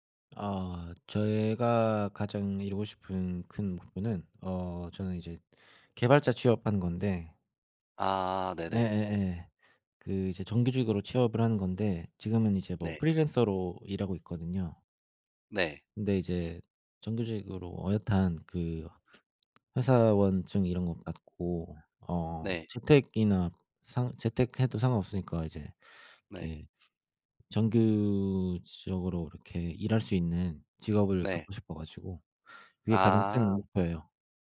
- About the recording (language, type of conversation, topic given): Korean, unstructured, 당신이 이루고 싶은 가장 큰 목표는 무엇인가요?
- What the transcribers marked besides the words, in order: other background noise